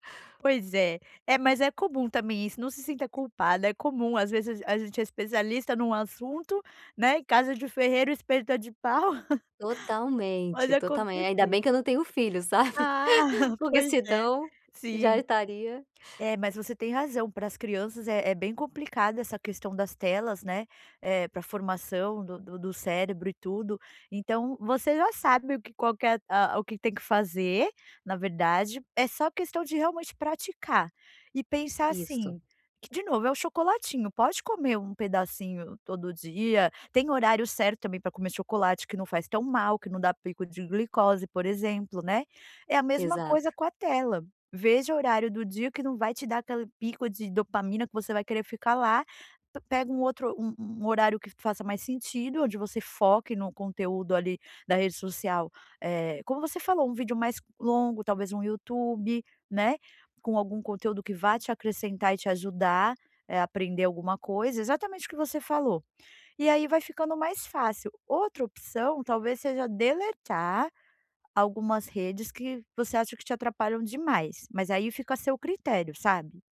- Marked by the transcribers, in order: tapping; chuckle; chuckle; laugh; "senão" said as "sedão"
- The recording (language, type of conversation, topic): Portuguese, advice, Como posso reduzir as distrações digitais e manter o foco?